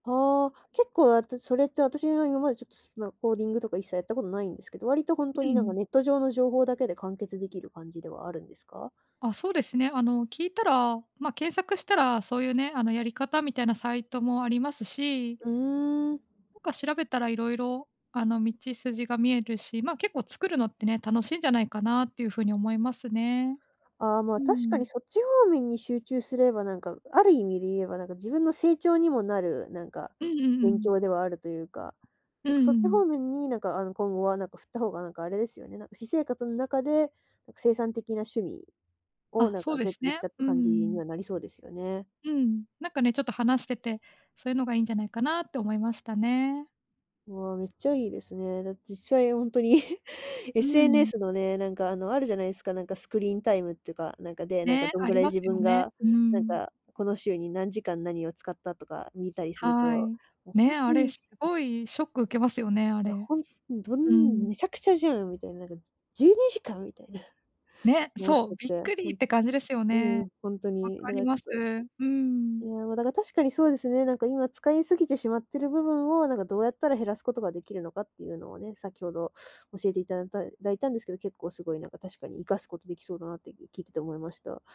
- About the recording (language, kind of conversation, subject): Japanese, advice, 就寝前にスマホや画面を見ているせいで寝つきが悪い状況を、具体的に教えていただけますか？
- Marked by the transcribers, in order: tapping; chuckle; unintelligible speech; unintelligible speech